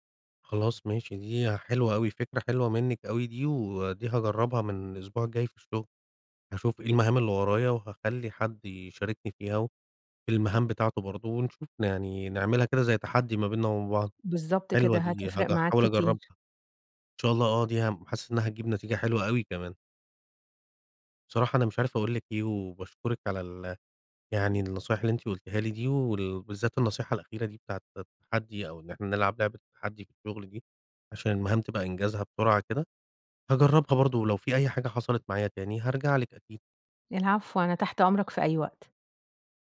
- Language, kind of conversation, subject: Arabic, advice, بتأجّل المهام المهمة على طول رغم إني ناوي أخلصها، أعمل إيه؟
- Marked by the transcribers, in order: none